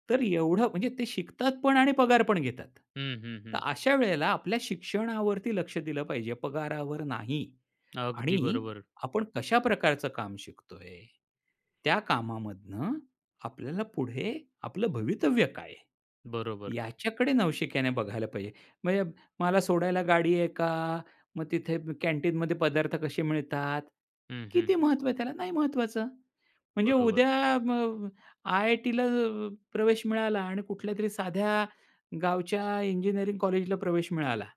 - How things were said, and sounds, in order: tapping
- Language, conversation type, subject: Marathi, podcast, नवशिक्याने सुरुवात करताना कोणत्या गोष्टींपासून सुरूवात करावी, असं तुम्ही सुचवाल?